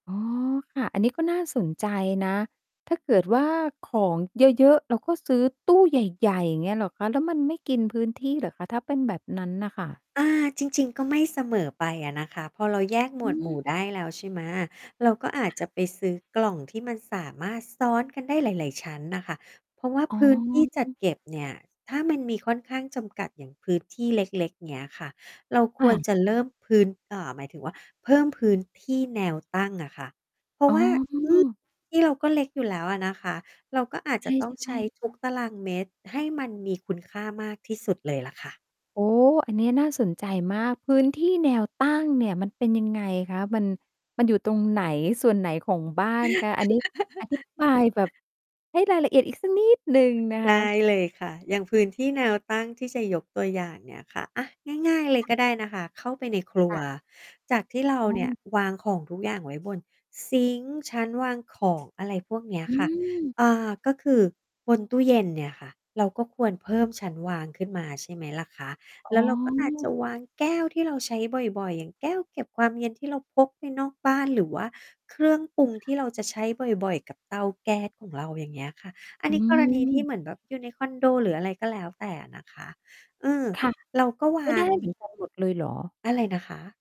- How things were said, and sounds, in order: other background noise; mechanical hum; distorted speech; laugh; stressed: "นิด"
- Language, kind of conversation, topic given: Thai, podcast, คุณจัดพื้นที่เล็กๆ ให้ใช้งานได้คุ้มและสะดวกที่สุดได้อย่างไร?
- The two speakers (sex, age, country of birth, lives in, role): female, 40-44, Thailand, Thailand, guest; female, 50-54, Thailand, Thailand, host